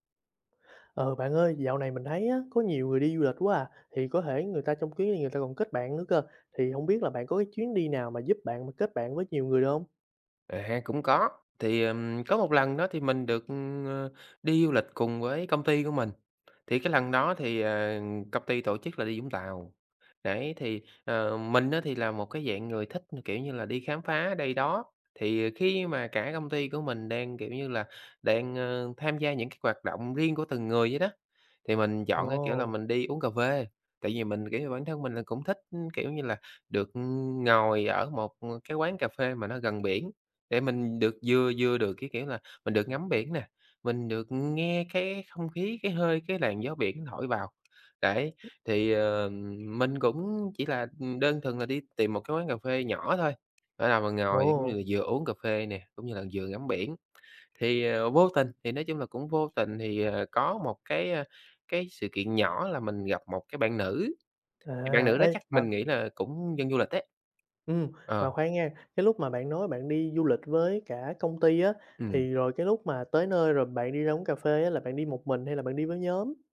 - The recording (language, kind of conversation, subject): Vietnamese, podcast, Bạn có thể kể về một chuyến đi mà trong đó bạn đã kết bạn với một người lạ không?
- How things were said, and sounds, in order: tapping; other background noise